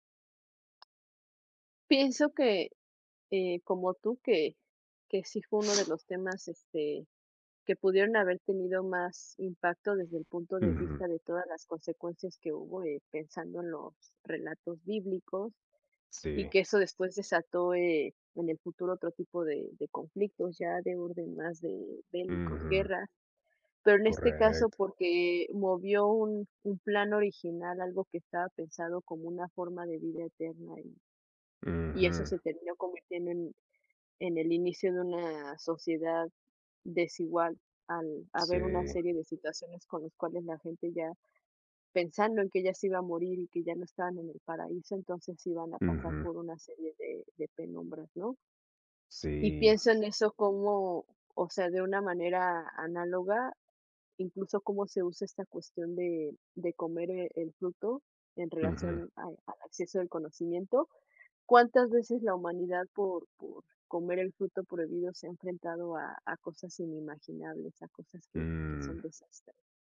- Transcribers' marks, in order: tapping; other noise
- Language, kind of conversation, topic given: Spanish, unstructured, ¿Cuál crees que ha sido el mayor error de la historia?